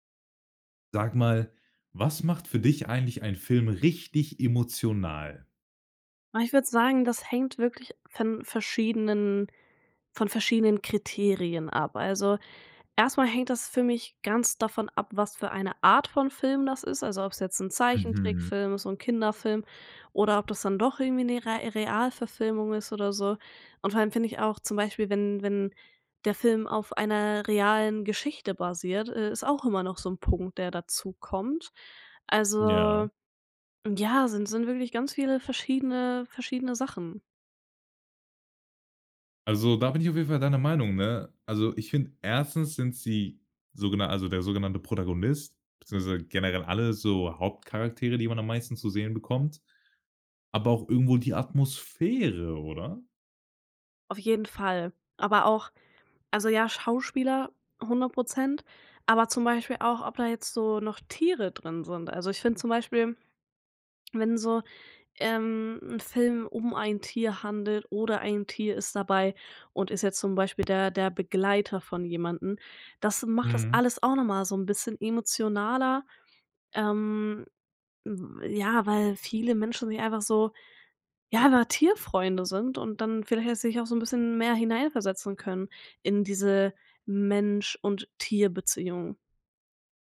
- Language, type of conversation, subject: German, podcast, Was macht einen Film wirklich emotional?
- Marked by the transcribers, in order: tapping; other background noise